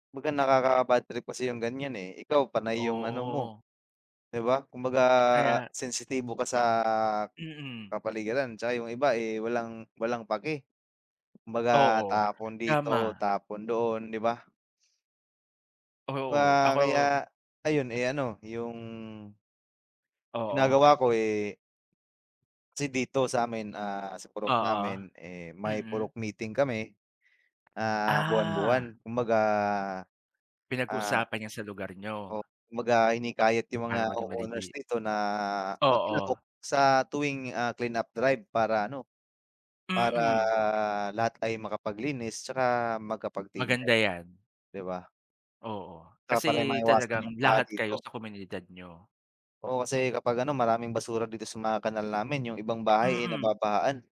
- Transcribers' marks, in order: drawn out: "Ah"
- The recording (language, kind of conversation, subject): Filipino, unstructured, Paano mo mahihikayat ang mga tao sa inyong lugar na alagaan ang kalikasan?